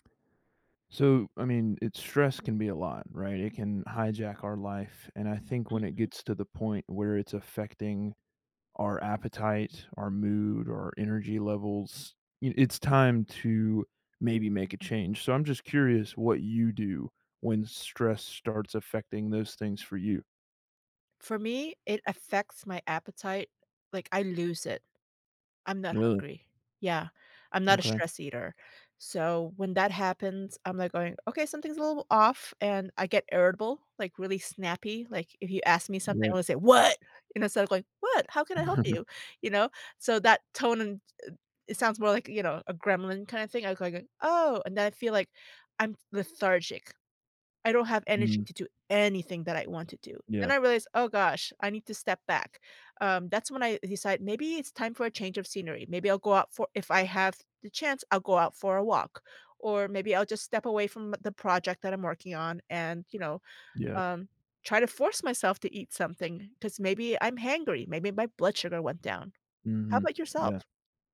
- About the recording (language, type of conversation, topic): English, unstructured, What should I do when stress affects my appetite, mood, or energy?
- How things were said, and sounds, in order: put-on voice: "What?"; chuckle; stressed: "anything"; other background noise